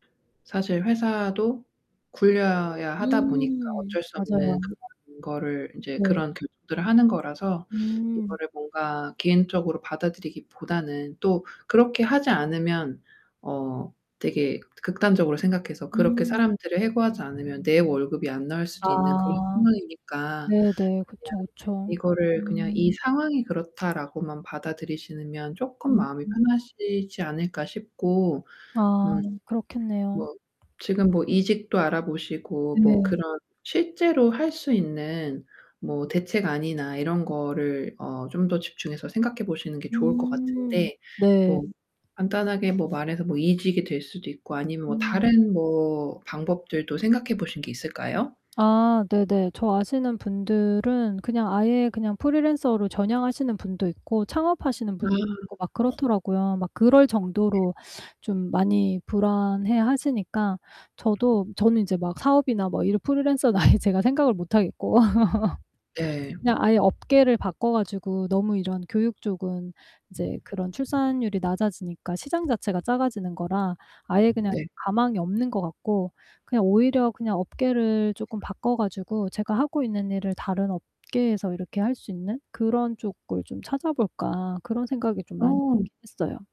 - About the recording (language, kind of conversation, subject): Korean, advice, 예측 불가능한 변화 속에서 어떻게 안정감을 느낄 수 있을까요?
- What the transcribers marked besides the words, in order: unintelligible speech; distorted speech; other background noise; tapping; laugh